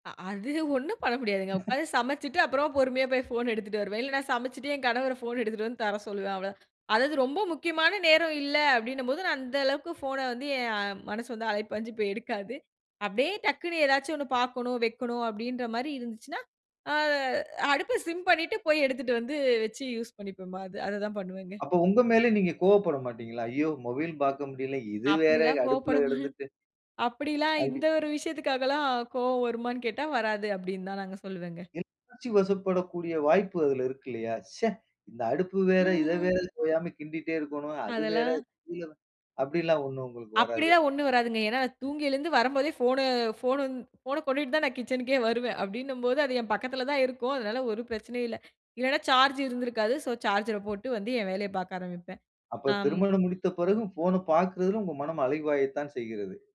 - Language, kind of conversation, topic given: Tamil, podcast, சில நேரங்களில் கவனம் சிதறும்போது அதை நீங்கள் எப்படி சமாளிக்கிறீர்கள்?
- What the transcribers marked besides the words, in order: laughing while speaking: "அ அது ஒண்ணும்"; laugh; other background noise; unintelligible speech